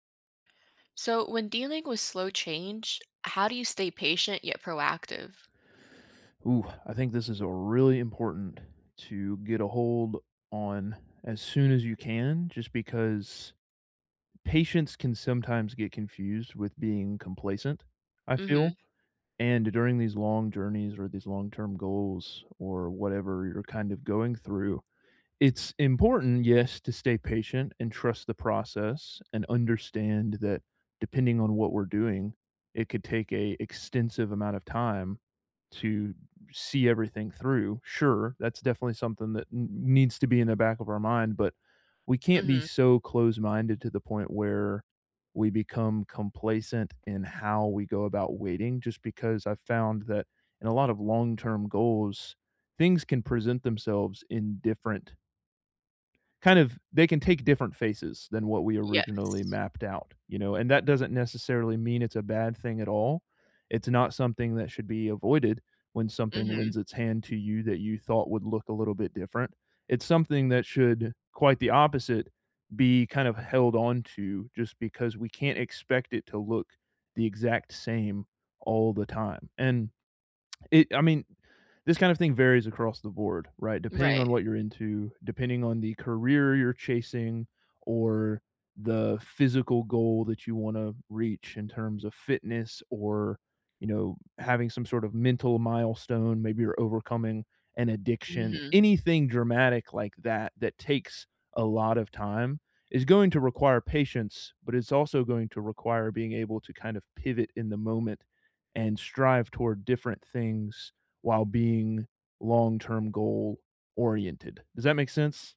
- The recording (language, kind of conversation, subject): English, unstructured, How do I stay patient yet proactive when change is slow?
- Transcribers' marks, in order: none